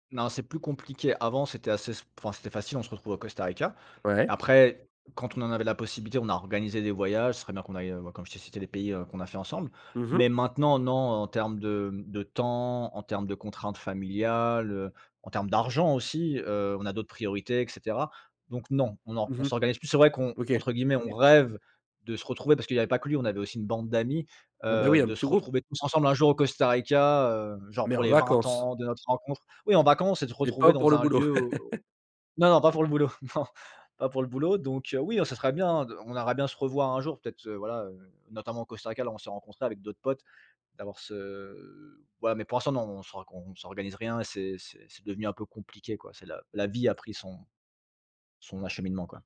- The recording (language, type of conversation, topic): French, podcast, Peux-tu nous parler d’une amitié née en voyage ?
- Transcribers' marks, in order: laugh; laughing while speaking: "non"; drawn out: "ce"